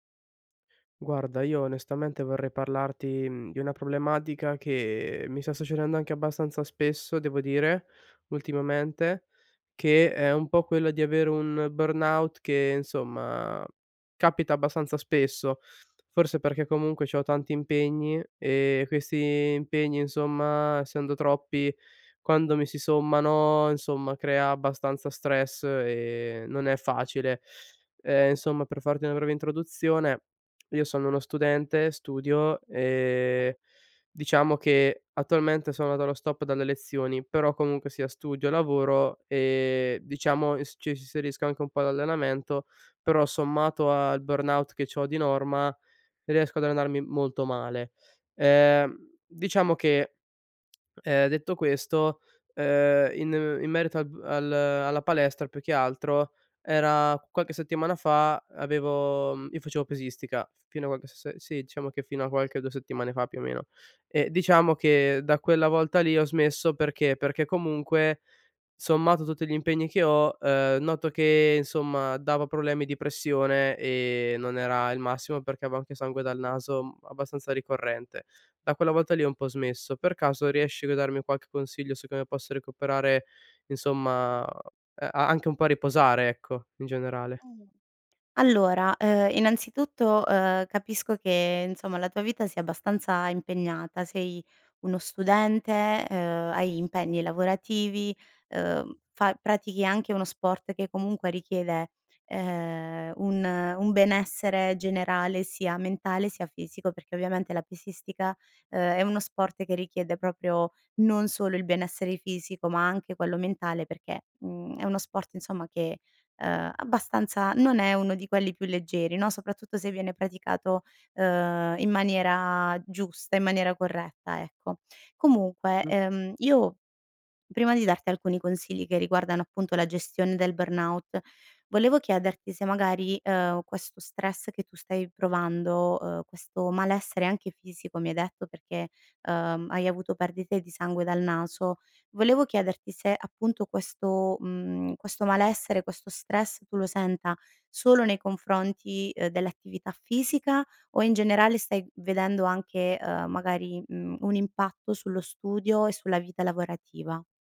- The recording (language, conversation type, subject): Italian, advice, Come posso riconoscere il burnout e capire quali sono i primi passi per recuperare?
- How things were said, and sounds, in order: "proprio" said as "propio"